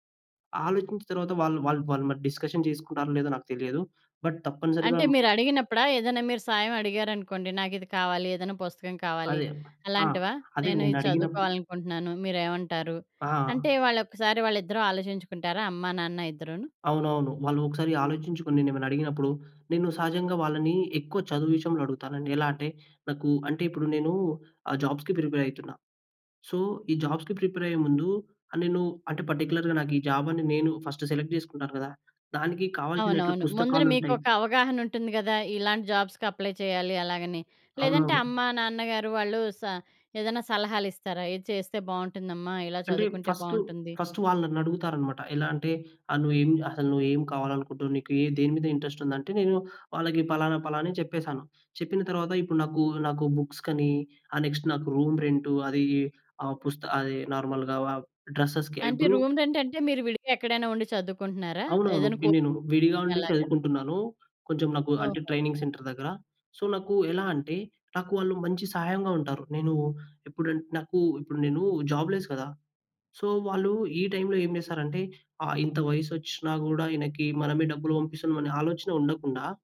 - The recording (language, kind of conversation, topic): Telugu, podcast, స్నేహితులు, కుటుంబం మీకు రికవరీలో ఎలా తోడ్పడారు?
- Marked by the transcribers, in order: in English: "డిస్కషన్"; in English: "బట్"; in English: "జాబ్స్‌కి ప్రిపేర్"; in English: "సో"; in English: "జాబ్స్‌కి ప్రిపేర్"; in English: "పార్టిక్యులర్‌గా"; in English: "జాబ్"; in English: "ఫస్ట్ సెలెక్ట్"; in English: "జాబ్స్‌కి అప్లై"; in English: "ఫస్ట్"; in English: "ఇంట్రెస్ట్"; in English: "బుక్స్"; in English: "నెక్స్ట్"; in English: "రూమ్"; in English: "నార్మల్‌గా డ్రెసెస్‌కి"; in English: "రూమ్"; in English: "కోచింగ్ సెంటర్‌లో"; other background noise; in English: "ట్రైనింగ్ సెంటర్"; in English: "సో"; in English: "జాబ్ లెస్"; in English: "సో"